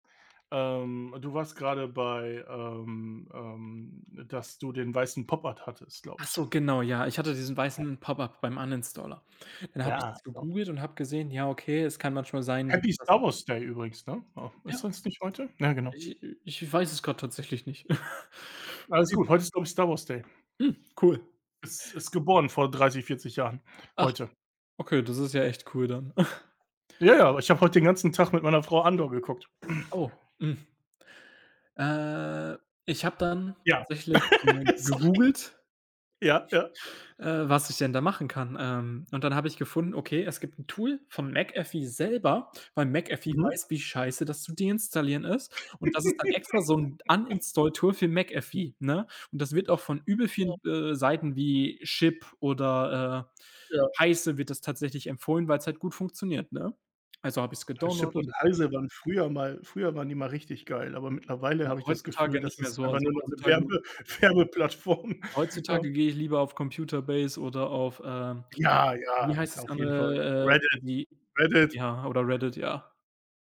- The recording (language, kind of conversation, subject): German, unstructured, Wie verändert Technik deinen Alltag?
- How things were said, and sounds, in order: other background noise; tapping; chuckle; unintelligible speech; snort; throat clearing; drawn out: "Äh"; laugh; laughing while speaking: "Sorry"; laugh; unintelligible speech; laughing while speaking: "Werbe Werbeplattform"